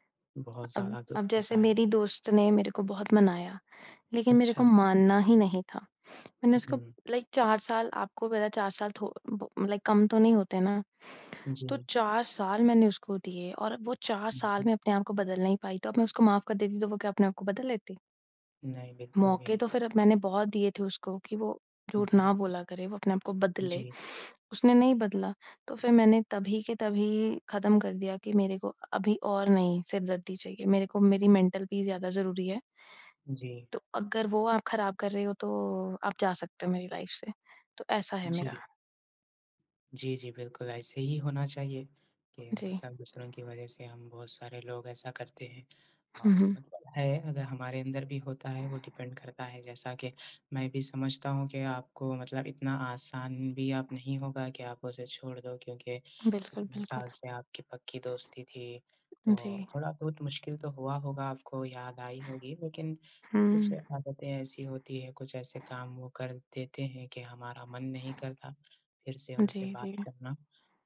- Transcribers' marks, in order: other background noise; tapping; in English: "लाइक"; in English: "लाइक"; other noise; in English: "मेंटल पीस"; in English: "लाइफ़"; in English: "डिपेंड"
- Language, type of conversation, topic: Hindi, unstructured, क्या झगड़े के बाद दोस्ती फिर से हो सकती है?
- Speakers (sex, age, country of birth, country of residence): female, 20-24, India, India; male, 20-24, India, India